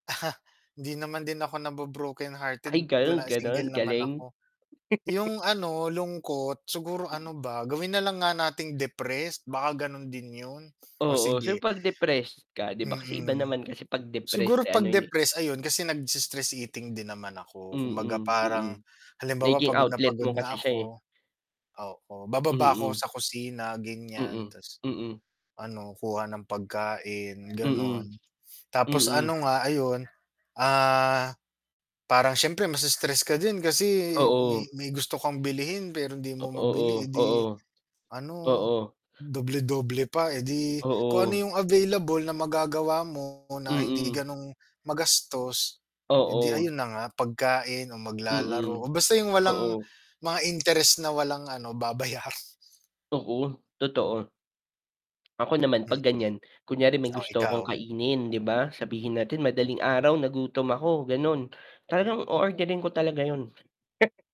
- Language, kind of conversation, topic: Filipino, unstructured, Anong pagkain ang lagi mong hinahanap kapag malungkot ka?
- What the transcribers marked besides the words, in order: chuckle; distorted speech; chuckle; static; tapping; dog barking; laughing while speaking: "babayaran"; chuckle